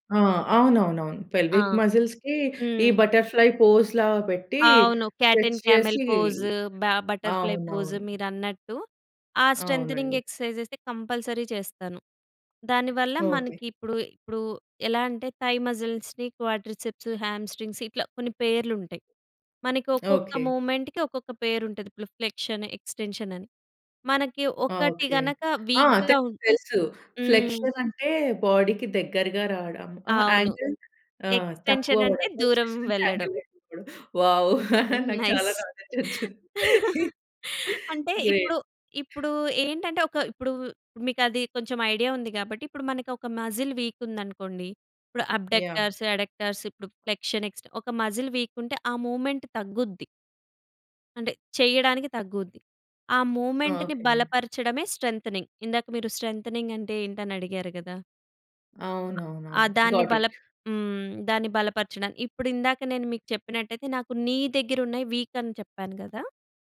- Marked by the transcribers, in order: in English: "పెల్విక్ మ‌జిల్స్‌కి"; in English: "బట్టర్‌ఫ్లై పోస్‌లా"; in English: "క్యాట్ అండ్ క్యామెల్ పోస్, బ బట్టర్‌ఫ్లై పోస్"; in English: "స్ట్రచ్"; in English: "స్ట్రెంథెనింగ్ ఎక్సర్సైజెస్"; in English: "కంపల్సరీ"; tapping; in English: "థై మజిల్స్, రీ క్వాడ్రిసే‌ప్స్, హ్యామ్ స్ట్రింగ్స్"; in English: "మూవ్మెంట్‌కి"; in English: "ప్రిఫ్లెక్షన్, ఎక్స్టెన్షన్"; in English: "వీక్‍గా"; in English: "ఫ్లెక్షన్"; in English: "బాడీకి"; in English: "యాంగిల్"; in English: "ఎక్స్టెన్షన్"; in English: "ఫ్లెక్షన్"; in English: "యాంగిల్"; laughing while speaking: "నైస్"; in English: "నైస్"; laughing while speaking: "వావ్! నాకు చాలా నాలె‌డ్జ్ వచ్చింది. గ్రేట్"; in English: "వావ్!"; in English: "నాలె‌డ్జ్"; in English: "గ్రేట్"; in English: "ఐడియా"; in English: "మజిల్ వీక్"; in English: "అబ్‌డ‌క్ట‌ర్స్, అడక్టర్స్"; in English: "ఫ్లెక్షన్"; in English: "మజిల్ వీక్"; in English: "మూవ్మెంట్"; in English: "మూవ్మెంట్‌ని"; in English: "స్ట్రెంతెనింగ్"; in English: "స్ట్రెంతెనింగ్"; other background noise; in English: "గాట్ ఇట్"; in English: "నీ"; in English: "వీక్"
- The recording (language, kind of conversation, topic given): Telugu, podcast, బిజీ రోజువారీ కార్యాచరణలో హాబీకి సమయం ఎలా కేటాయిస్తారు?